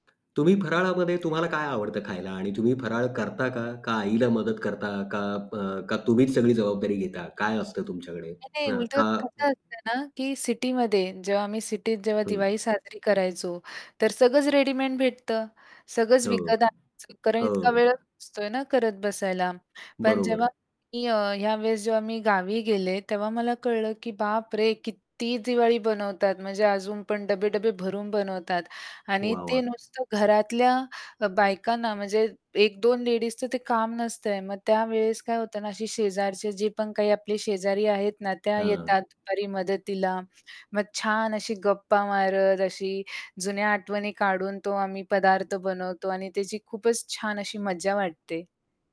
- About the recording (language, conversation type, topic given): Marathi, podcast, तुम्ही गावातल्या एखाद्या उत्सवात सहभागी झाल्याची गोष्ट सांगाल का?
- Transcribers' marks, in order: static; tapping; distorted speech; unintelligible speech; other background noise